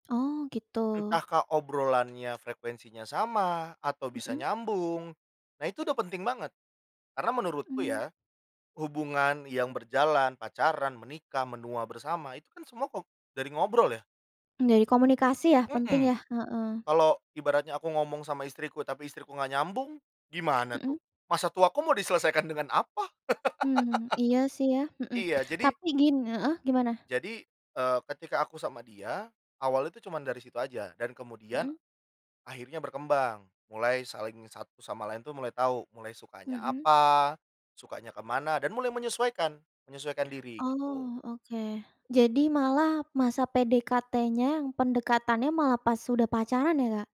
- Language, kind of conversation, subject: Indonesian, podcast, Pernahkah kamu mengalami kebetulan yang memengaruhi hubungan atau kisah cintamu?
- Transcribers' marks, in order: laugh